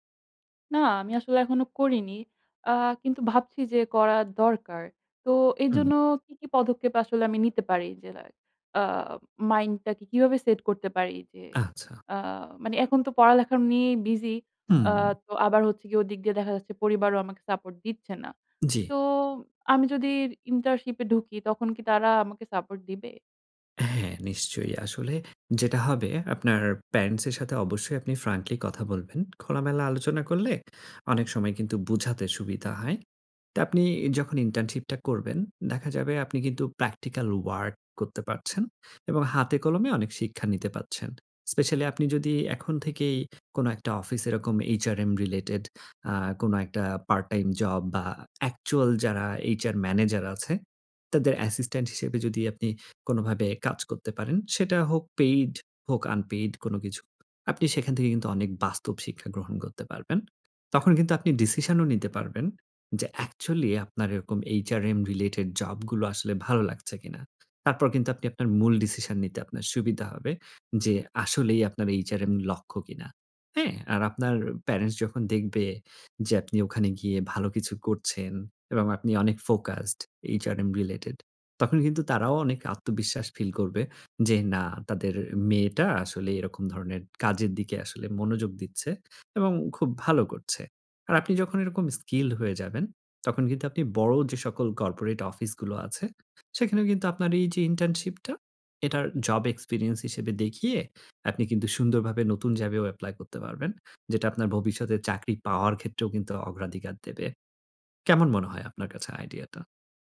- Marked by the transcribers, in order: "ইন্টার্নশিপে" said as "ইন্টারশিপে"; in English: "প্যারেন্টস"; in English: "ফ্র্যাঙ্কলি"; in English: "প্র্যাকটিক্যাল ওয়ার্ক"; in English: "রিলেটেড"; in English: "অ্যাকচুয়াল"; in English: "অ্যাকচুয়ালি"; in English: "রিলেটেড"; in English: "প্যারেন্টস"; in English: "ফোকাসড"; in English: "রিলেটেড"; in English: "স্কিলড"; "জবে" said as "জ্যাবেও"
- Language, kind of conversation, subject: Bengali, advice, আমি কীভাবে সঠিকভাবে লক্ষ্য নির্ধারণ করতে পারি?